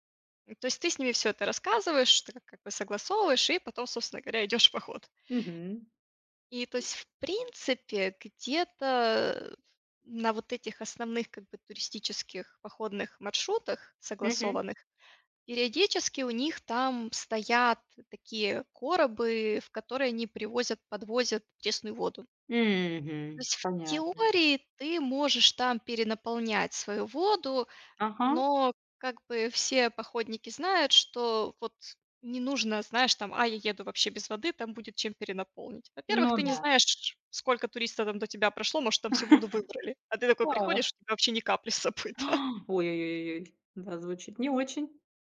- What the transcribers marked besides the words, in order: tapping; laugh; laughing while speaking: "с собой, да"; gasp
- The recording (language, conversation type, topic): Russian, podcast, Какой поход на природу был твоим любимым и почему?